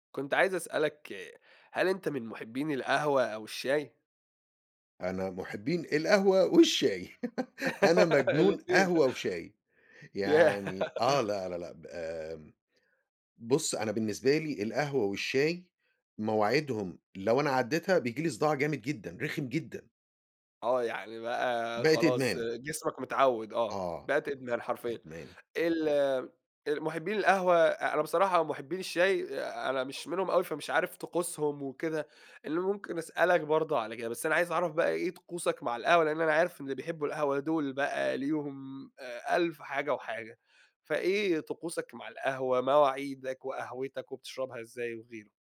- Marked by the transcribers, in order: giggle; laughing while speaking: "الاتنين، ياه!"; other background noise
- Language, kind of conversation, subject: Arabic, podcast, إيه طقوسك مع القهوة أو الشاي في البيت؟